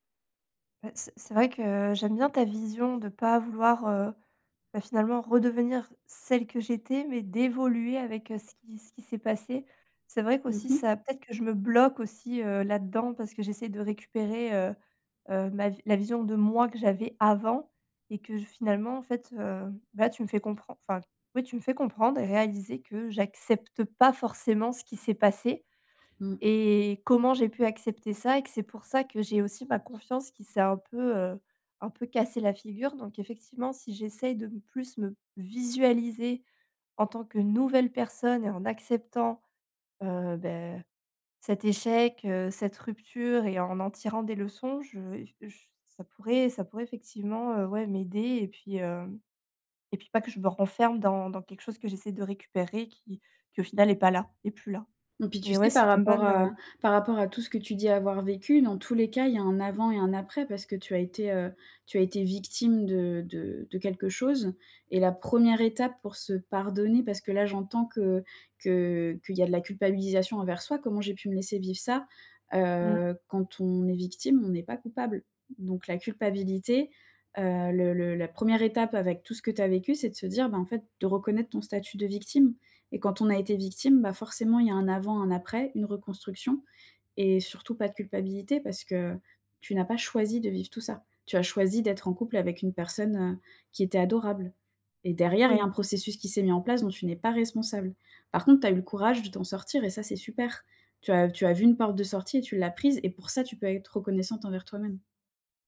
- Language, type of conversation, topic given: French, advice, Comment retrouver confiance en moi après une rupture émotionnelle ?
- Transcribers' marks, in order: stressed: "d'évoluer"; stressed: "bloque"; stressed: "moi"; stressed: "avant"; stressed: "j'accepte pas"; stressed: "choisi"